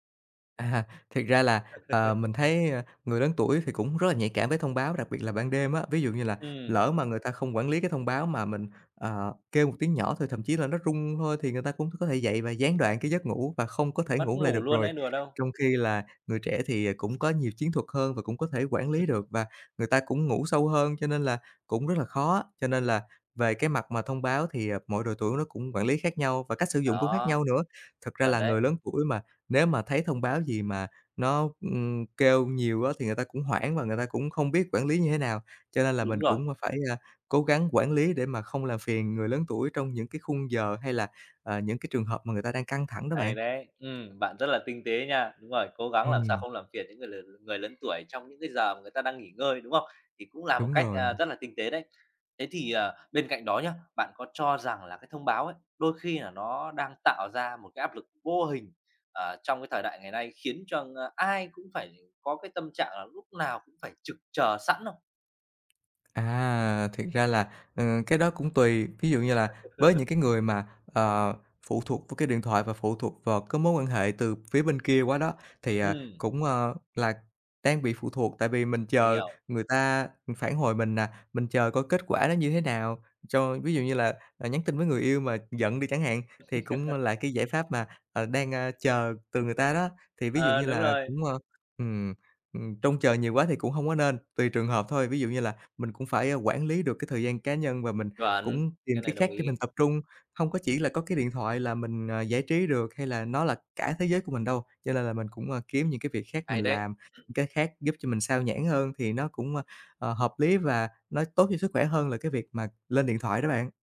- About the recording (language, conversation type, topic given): Vietnamese, podcast, Bạn có mẹo nào để giữ tập trung khi liên tục nhận thông báo không?
- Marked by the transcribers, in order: chuckle; tapping; chuckle; other background noise; background speech; laugh; laugh